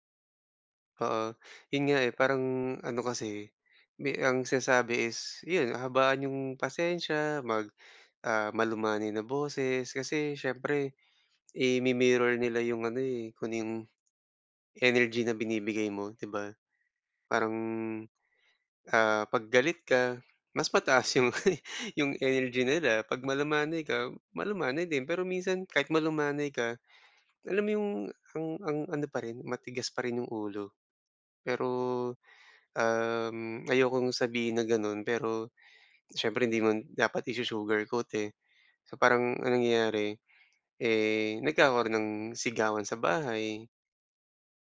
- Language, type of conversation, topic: Filipino, advice, Paano ko haharapin ang sarili ko nang may pag-unawa kapag nagkulang ako?
- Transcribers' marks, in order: tapping; chuckle